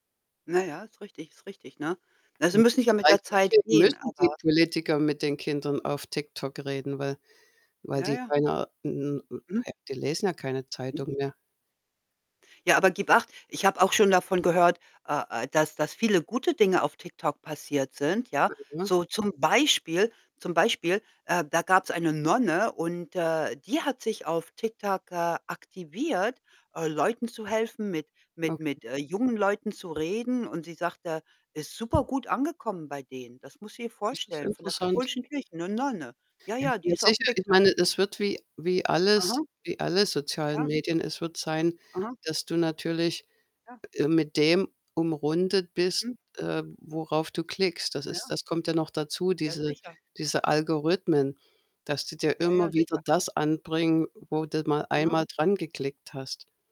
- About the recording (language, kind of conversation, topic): German, unstructured, Welche Rolle spielen soziale Medien in der Politik?
- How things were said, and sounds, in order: distorted speech; static; other noise; unintelligible speech; stressed: "Beispiel"; stressed: "Nonne"; tapping